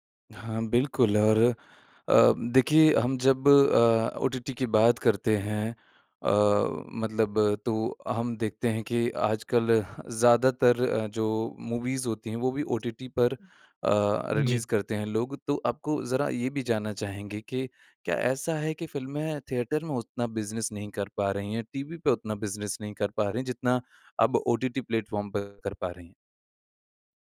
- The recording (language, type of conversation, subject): Hindi, podcast, क्या अब वेब-सीरीज़ और पारंपरिक टीवी के बीच का फर्क सच में कम हो रहा है?
- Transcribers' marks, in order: in English: "मूवीज़"; in English: "रिलीज़"; in English: "थिएटर"; in English: "बिज़नेस"; in English: "बिज़नेस"